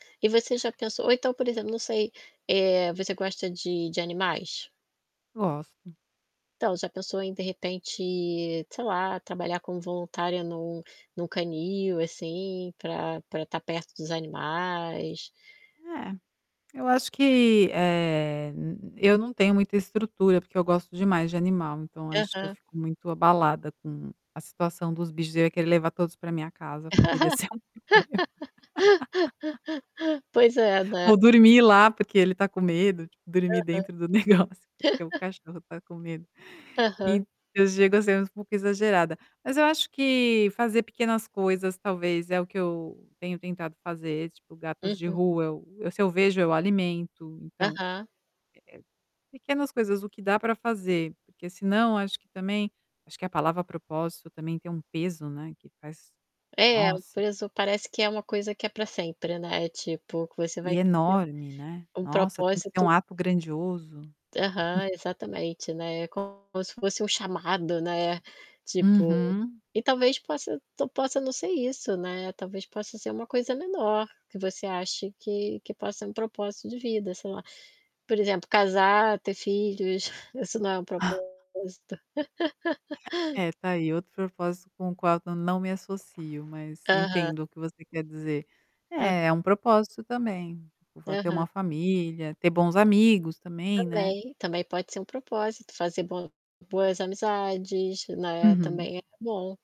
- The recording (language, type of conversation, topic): Portuguese, advice, Como lidar com a sensação de que a vida passou sem um propósito claro?
- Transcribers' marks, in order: static; tapping; other background noise; laugh; laughing while speaking: "problema"; laugh; distorted speech; chuckle; unintelligible speech; chuckle; chuckle; laugh; unintelligible speech